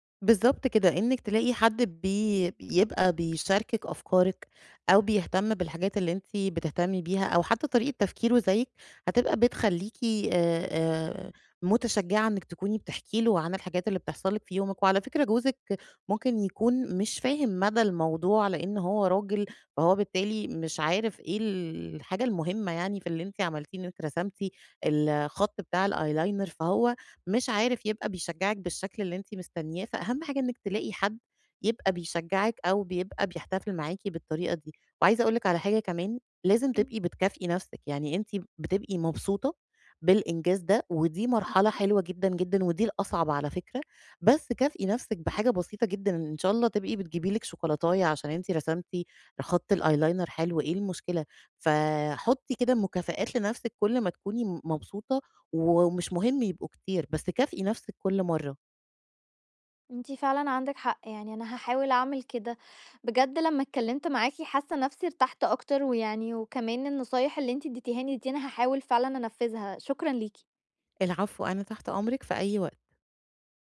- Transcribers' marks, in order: in English: "الeyeliner"; in English: "الeyeliner"
- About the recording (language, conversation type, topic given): Arabic, advice, إزاي أكرّم انتصاراتي الصغيرة كل يوم من غير ما أحس إنها تافهة؟